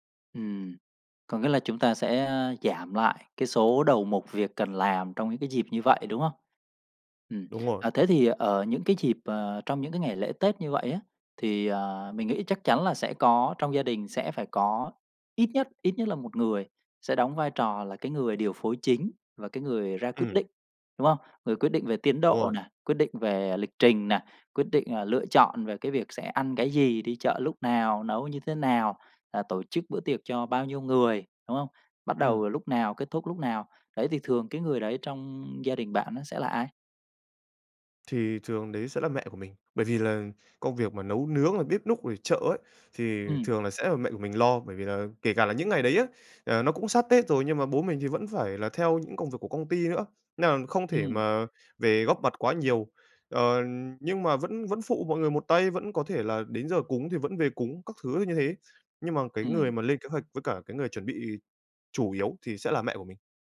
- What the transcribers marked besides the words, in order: other background noise; tapping
- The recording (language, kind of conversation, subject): Vietnamese, advice, Bạn nên làm gì khi không đồng ý với gia đình về cách tổ chức Tết và các phong tục truyền thống?